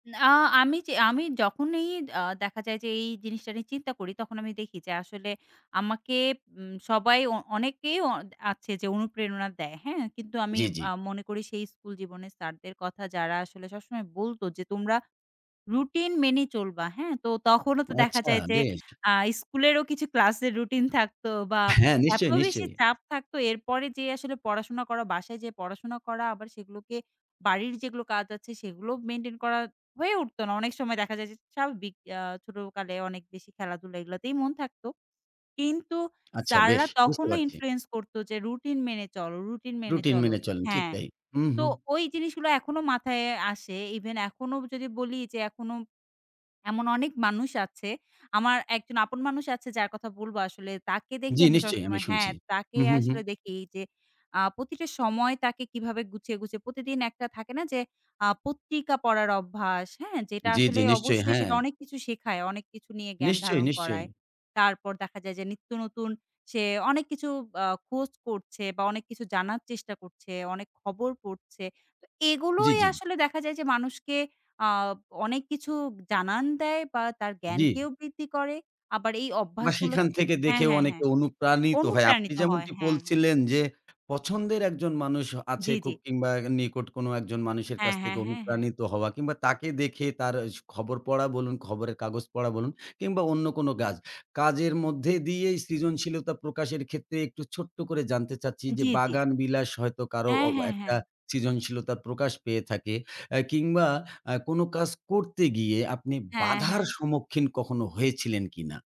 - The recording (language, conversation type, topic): Bengali, podcast, কোন অভ্যাসগুলো আপনার সৃজনশীলতা বাড়ায়?
- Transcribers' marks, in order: other background noise